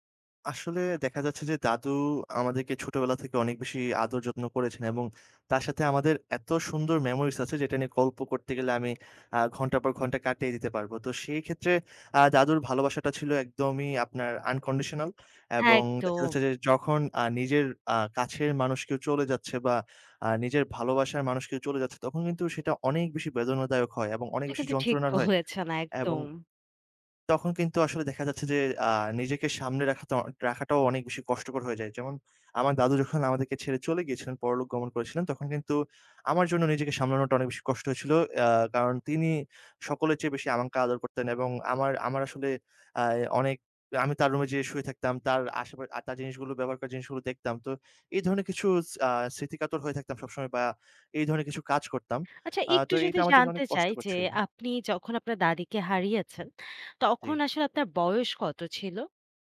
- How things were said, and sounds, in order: tapping; other background noise; in English: "unconditional"; laughing while speaking: "বলেছেন"
- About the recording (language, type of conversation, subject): Bengali, podcast, বড় কোনো ক্ষতি বা গভীর যন্ত্রণার পর আপনি কীভাবে আবার আশা ফিরে পান?